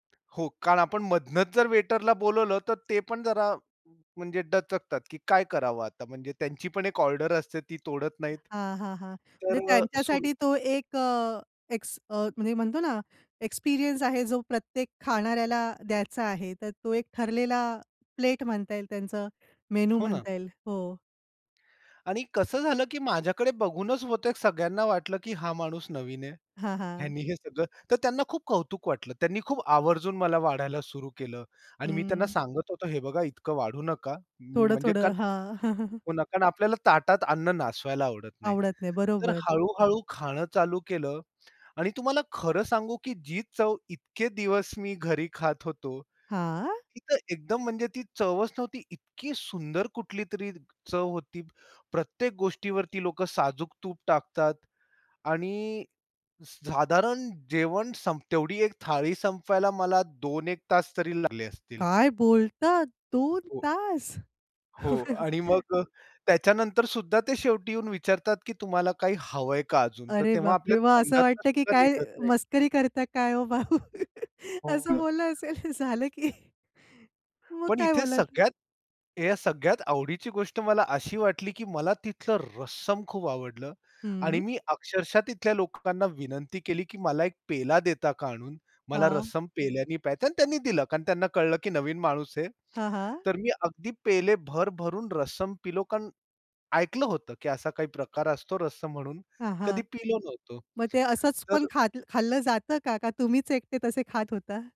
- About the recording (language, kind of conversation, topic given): Marathi, podcast, तुम्हाला अजूनही आठवत असलेला स्थानिक खाद्य अनुभव कोणता आहे?
- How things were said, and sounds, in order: tapping; other noise; other background noise; chuckle; drawn out: "हां"; laughing while speaking: "काय बोलतात? दोन तास"; chuckle; laughing while speaking: "मग असं वाटतं, की काय … मग काय बोलायचं?"; stressed: "रस्सम"